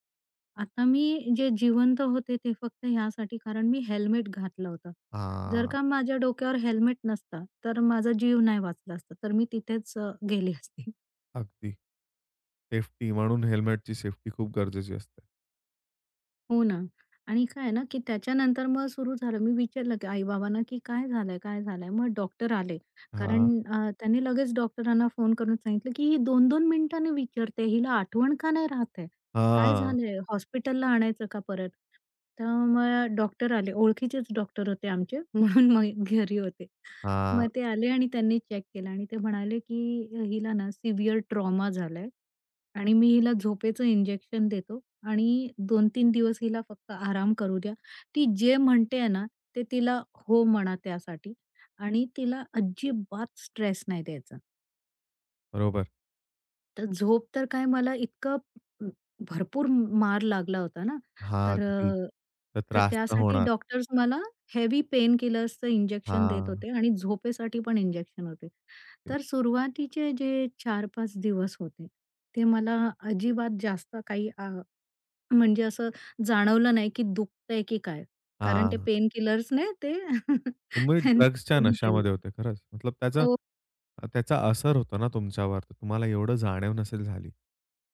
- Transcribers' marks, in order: drawn out: "हां"; laughing while speaking: "गेली असते"; laughing while speaking: "म्हणून मग घरी होते"; in English: "सिव्हिअर ट्रॉमा"; in English: "हेवी पेन किलर्सचं इंजेक्शन"; unintelligible speech; chuckle
- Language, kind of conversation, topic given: Marathi, podcast, जखम किंवा आजारानंतर स्वतःची काळजी तुम्ही कशी घेता?